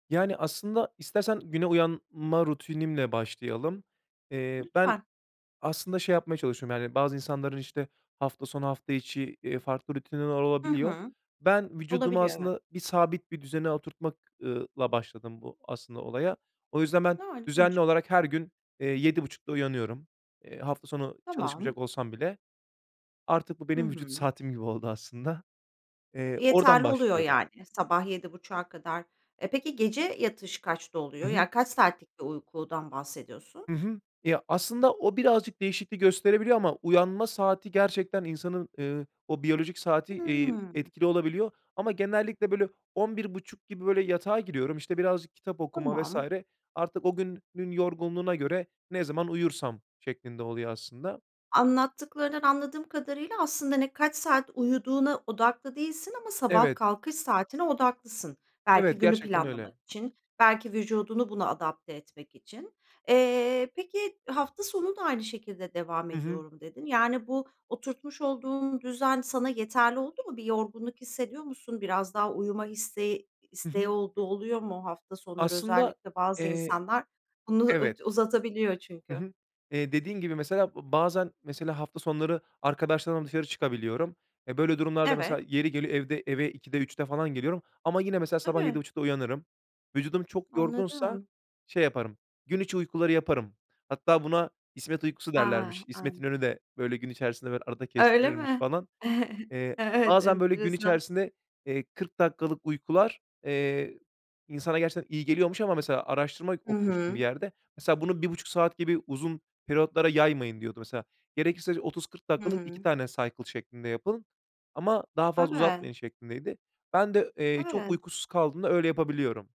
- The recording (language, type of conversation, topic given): Turkish, podcast, Uyku düzenini sağlamak için neler yapıyorsun?
- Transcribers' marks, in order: other background noise; tapping; unintelligible speech; chuckle; laughing while speaking: "Evet, enteresan"; in English: "cycle"